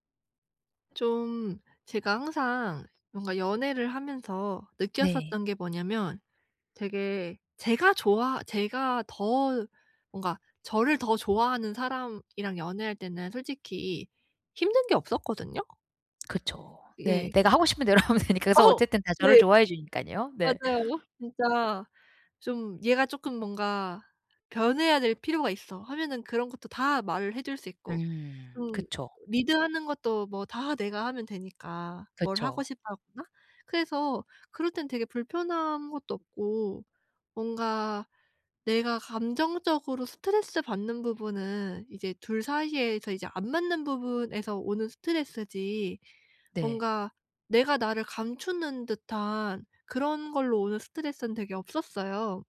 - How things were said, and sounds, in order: tapping; other background noise; laughing while speaking: "하면 되니까"; laughing while speaking: "어. 네"; in English: "리드하는"
- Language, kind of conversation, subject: Korean, advice, 전 애인과 헤어진 뒤 감정적 경계를 세우며 건강한 관계를 어떻게 시작할 수 있을까요?